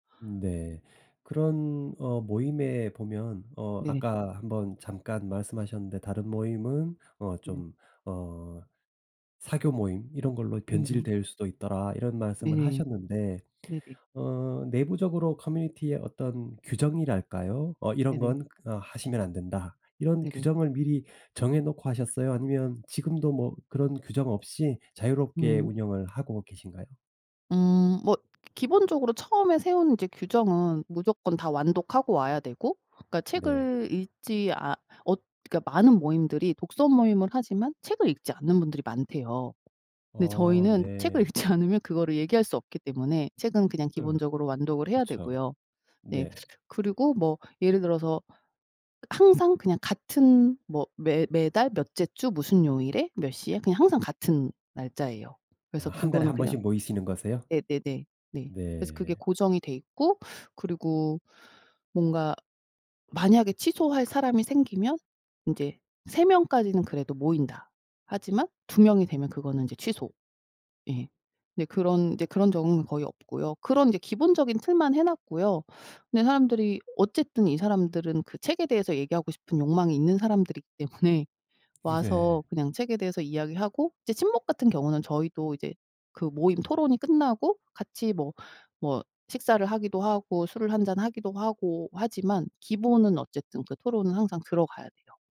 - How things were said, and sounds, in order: other background noise; tapping; laughing while speaking: "않으면"; laughing while speaking: "때문에"; laugh; laughing while speaking: "네"
- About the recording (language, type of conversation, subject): Korean, podcast, 취미 모임이나 커뮤니티에 참여해 본 경험은 어땠나요?